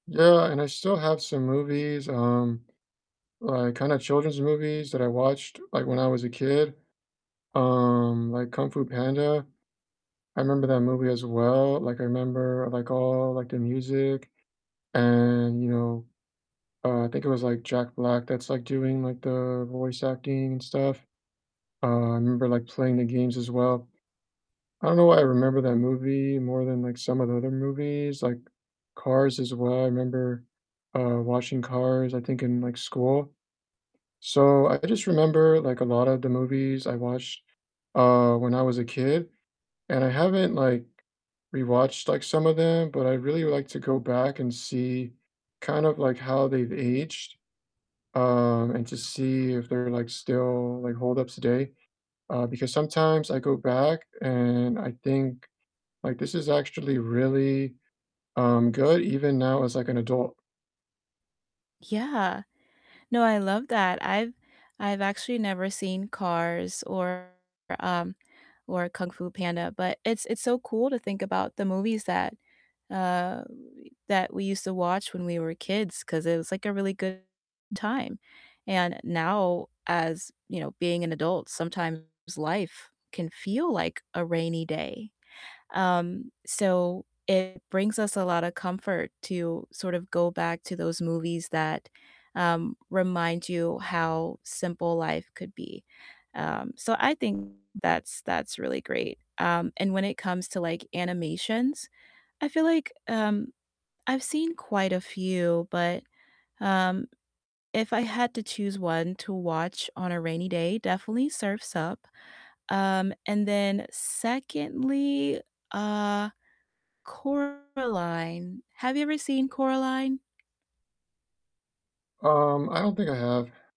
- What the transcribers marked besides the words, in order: distorted speech
- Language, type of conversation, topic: English, unstructured, What comfort films do you rewatch on rainy days?
- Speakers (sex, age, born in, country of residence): female, 30-34, United States, United States; male, 25-29, United States, United States